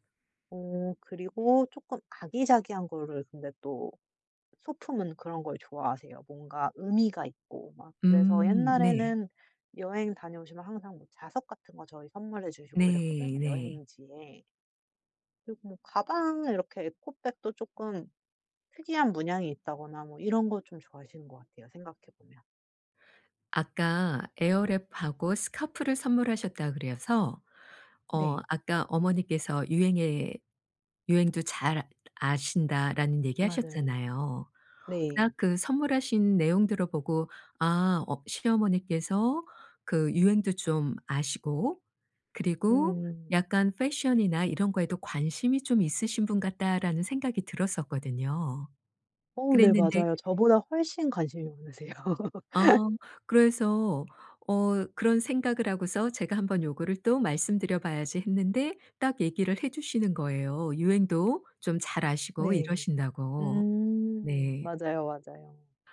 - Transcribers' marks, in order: tapping; put-on voice: "fashion이나"; other background noise; laughing while speaking: "많으세요"; laugh
- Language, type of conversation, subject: Korean, advice, 선물을 뭘 사야 할지 전혀 모르겠는데, 아이디어를 좀 도와주실 수 있나요?